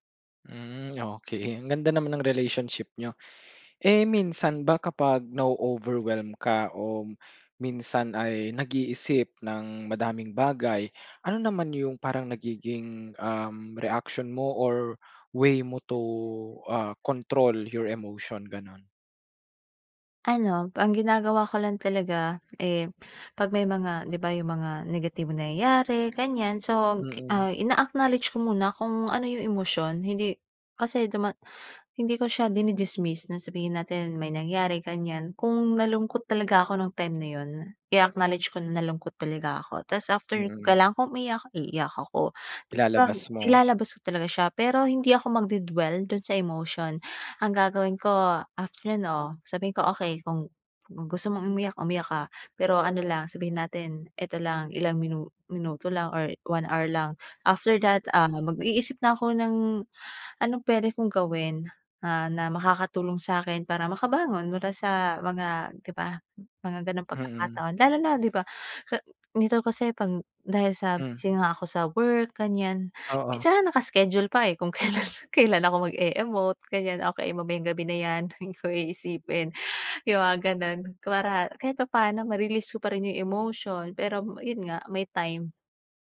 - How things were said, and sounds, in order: in English: "control your emotion"; in English: "after that"; laughing while speaking: "kailan"; laughing while speaking: "Hindi"
- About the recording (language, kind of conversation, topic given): Filipino, podcast, Paano mo pinapangalagaan ang iyong kalusugang pangkaisipan kapag nasa bahay ka lang?